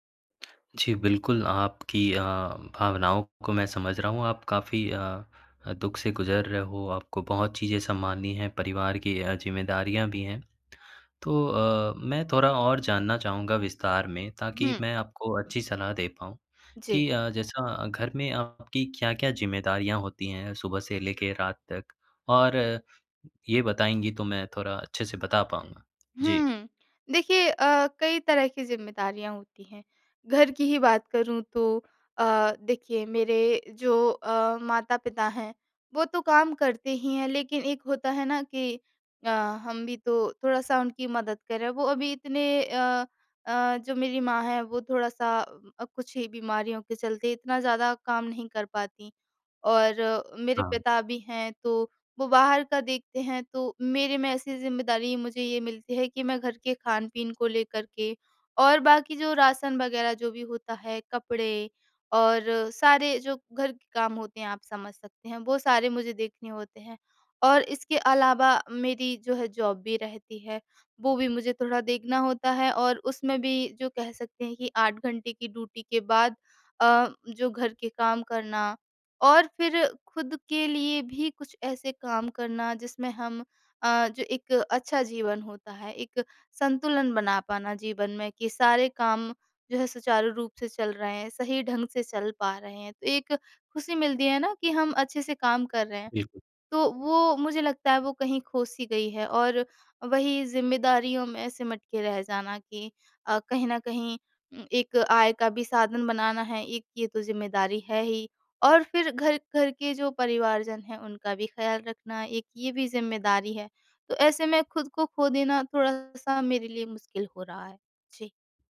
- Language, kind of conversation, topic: Hindi, advice, आप नौकरी, परिवार और रचनात्मक अभ्यास के बीच संतुलन कैसे बना सकते हैं?
- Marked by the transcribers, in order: tapping; music; in English: "जॉब"; in English: "ड्यूटी"